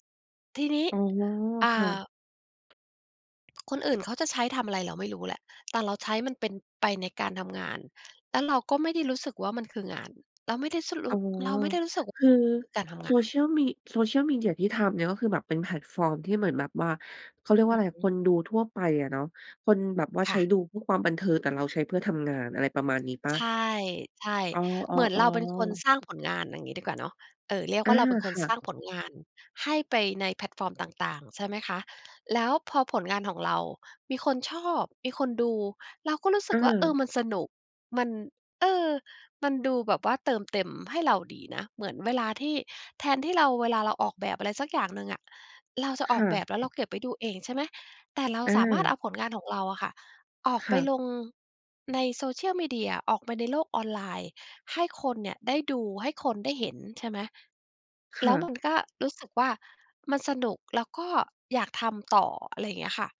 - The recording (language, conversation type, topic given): Thai, podcast, งานแบบไหนที่ทำแล้วคุณรู้สึกเติมเต็ม?
- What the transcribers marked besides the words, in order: none